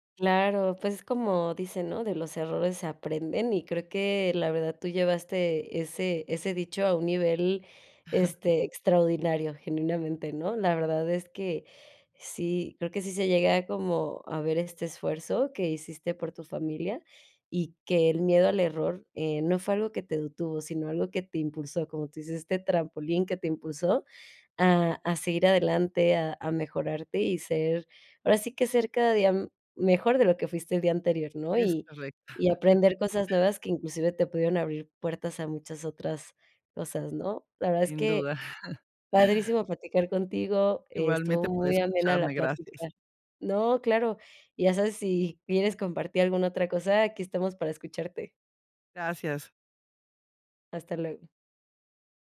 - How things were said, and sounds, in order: chuckle; chuckle
- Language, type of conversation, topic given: Spanish, podcast, ¿Qué papel juegan los errores en tu proceso creativo?